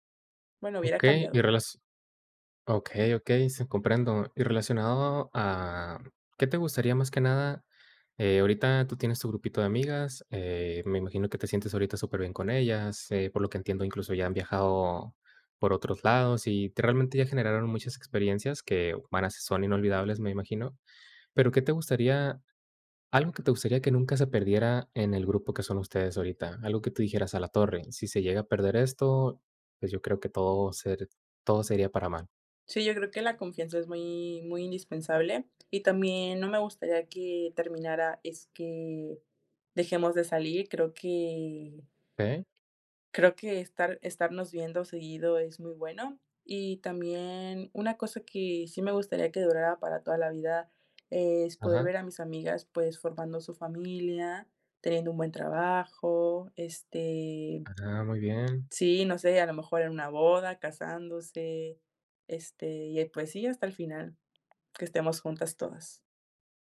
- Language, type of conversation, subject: Spanish, podcast, ¿Puedes contarme sobre una amistad que cambió tu vida?
- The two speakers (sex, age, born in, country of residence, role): female, 20-24, Mexico, Mexico, guest; male, 25-29, Mexico, Mexico, host
- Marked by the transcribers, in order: other background noise; tapping